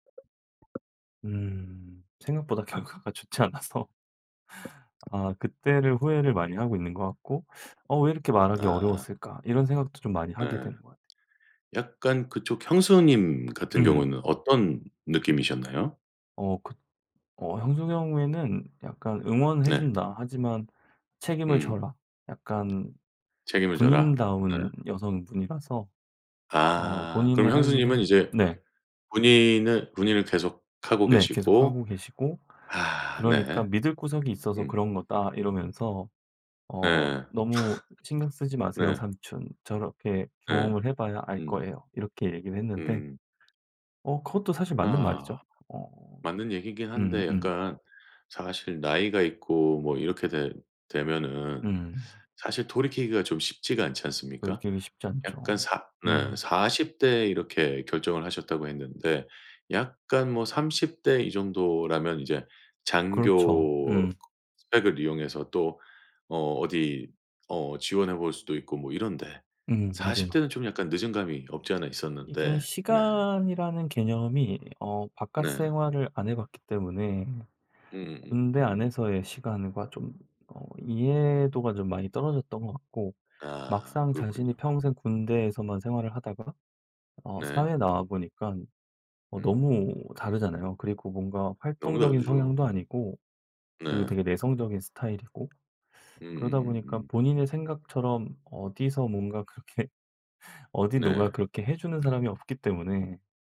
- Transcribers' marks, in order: tapping; other background noise; laughing while speaking: "결과가 좋지 않아서"; laugh; laughing while speaking: "그렇게"
- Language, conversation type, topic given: Korean, podcast, 가족에게 진실을 말하기는 왜 어려울까요?